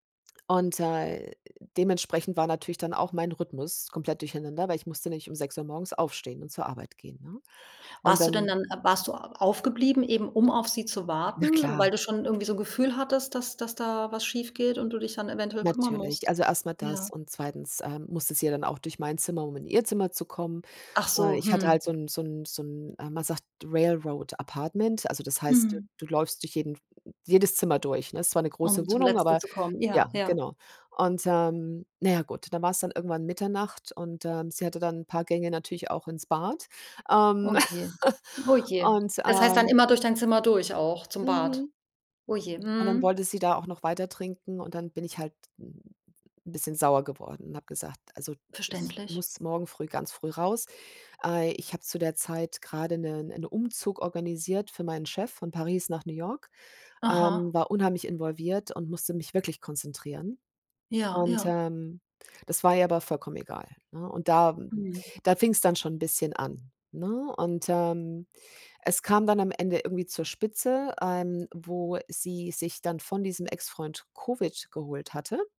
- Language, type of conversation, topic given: German, podcast, Wie lernst du, nein zu sagen?
- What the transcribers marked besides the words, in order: in English: "Rail Road Apartment"; chuckle; other background noise